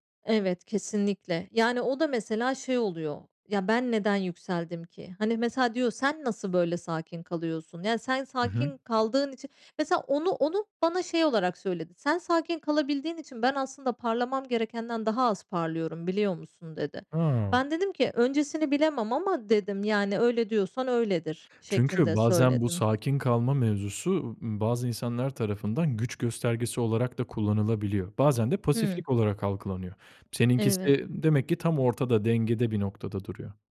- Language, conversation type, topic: Turkish, podcast, Çatışma sırasında sakin kalmak için hangi taktikleri kullanıyorsun?
- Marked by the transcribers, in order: other background noise